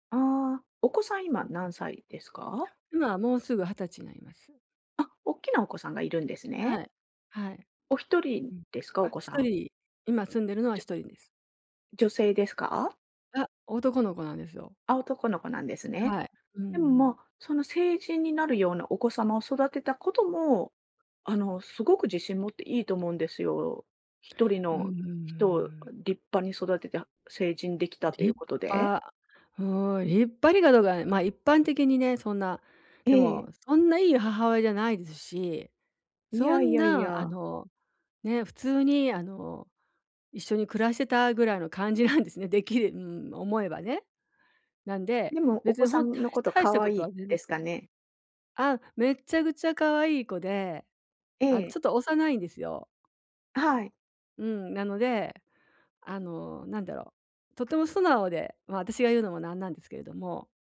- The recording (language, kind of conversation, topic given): Japanese, advice, 人前での恥ずかしい失敗から、どうすれば自信を取り戻せますか？
- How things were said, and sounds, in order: other background noise